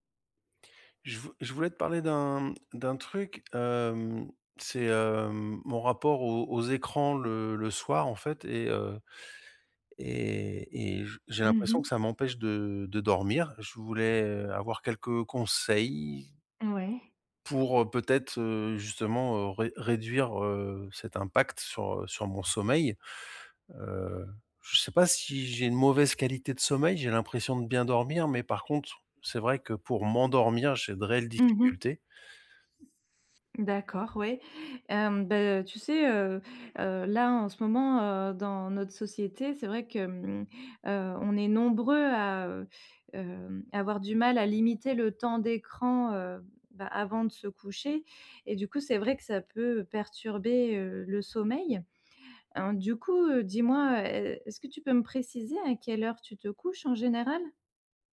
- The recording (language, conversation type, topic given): French, advice, Comment éviter que les écrans ne perturbent mon sommeil ?
- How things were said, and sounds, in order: tapping; stressed: "conseils"; other background noise; stressed: "impact"